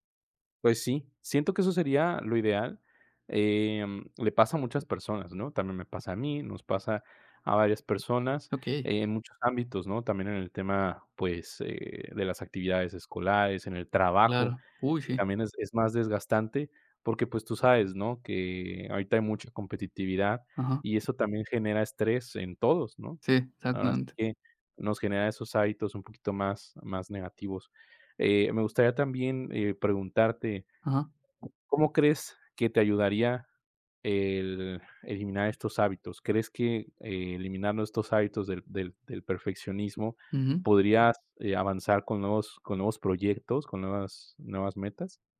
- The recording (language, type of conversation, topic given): Spanish, advice, ¿Cómo puedo superar la parálisis por perfeccionismo que me impide avanzar con mis ideas?
- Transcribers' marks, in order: tapping